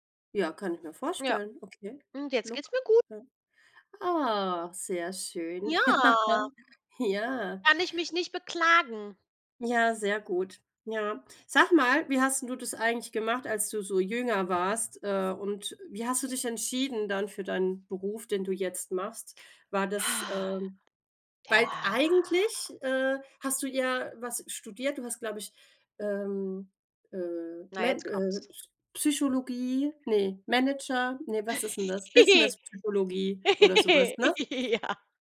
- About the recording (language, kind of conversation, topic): German, unstructured, Wie entscheidest du dich für eine berufliche Laufbahn?
- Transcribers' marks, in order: in English: "look"; drawn out: "Ja"; laughing while speaking: "Ja"; other background noise; unintelligible speech; giggle; laughing while speaking: "Ja"